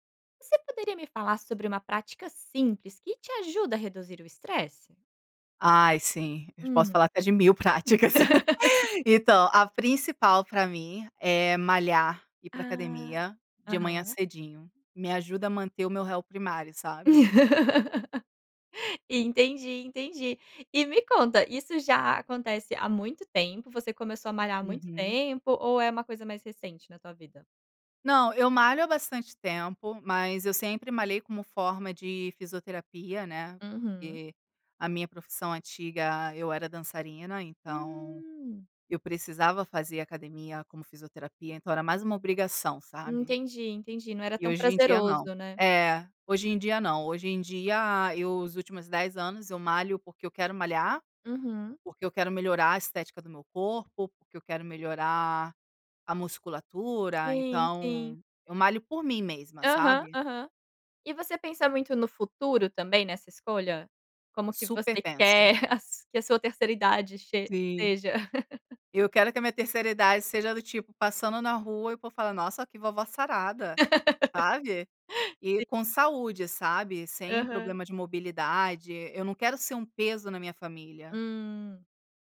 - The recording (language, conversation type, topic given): Portuguese, podcast, Qual é uma prática simples que ajuda você a reduzir o estresse?
- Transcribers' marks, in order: laugh; laugh; laugh